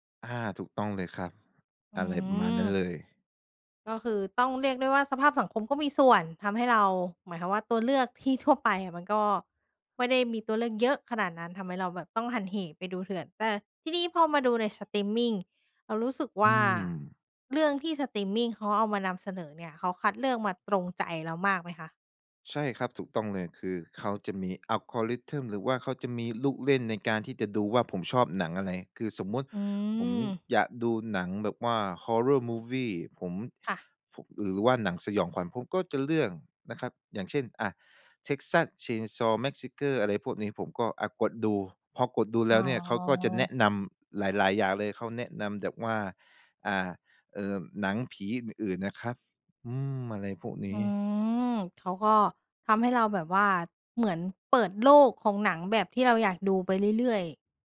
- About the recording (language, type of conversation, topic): Thai, podcast, สตรีมมิ่งเปลี่ยนวิธีการเล่าเรื่องและประสบการณ์การดูภาพยนตร์อย่างไร?
- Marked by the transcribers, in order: in English: "algorithm"